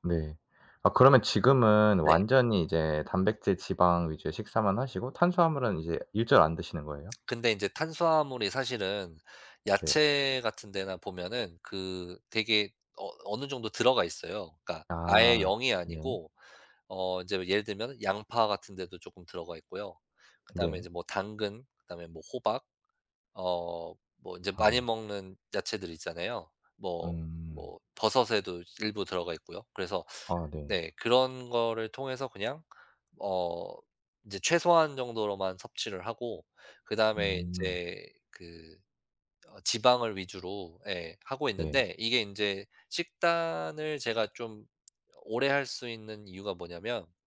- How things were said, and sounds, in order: tapping; other background noise
- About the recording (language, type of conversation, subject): Korean, podcast, 식단을 꾸준히 지키는 비결은 무엇인가요?